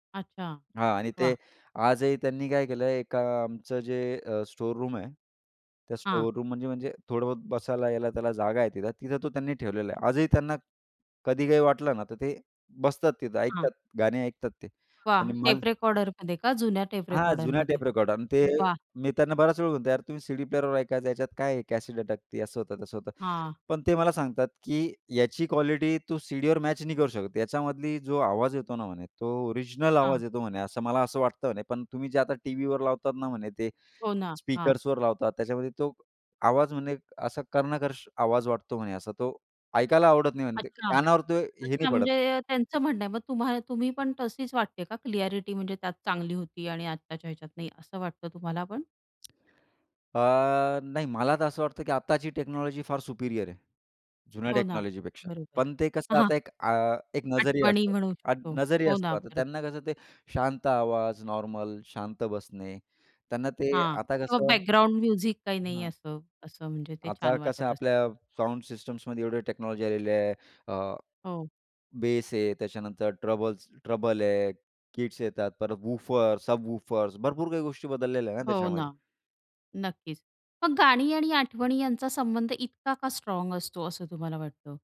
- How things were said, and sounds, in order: other background noise; in English: "क्लिअ‍ॅरिटी"; in English: "टेक्नॉलॉजी"; in English: "सुपीरियर"; in English: "टेक्नॉलॉजीपेक्षा"; in English: "म्युझिक"; in English: "साउंड"; in English: "टेक्नॉलॉजी"; in English: "बेस"; in English: "ट्रबल्स ट्रबल"; in English: "किट्स"
- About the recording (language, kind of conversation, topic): Marathi, podcast, जुनं गाणं ऐकताना कोणती आठवण परत येते?